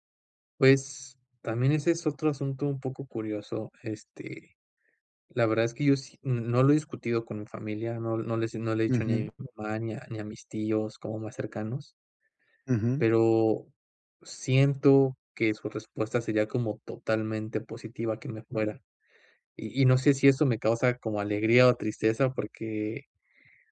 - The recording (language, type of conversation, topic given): Spanish, advice, ¿Cómo decido si pedir consejo o confiar en mí para tomar una decisión importante?
- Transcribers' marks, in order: none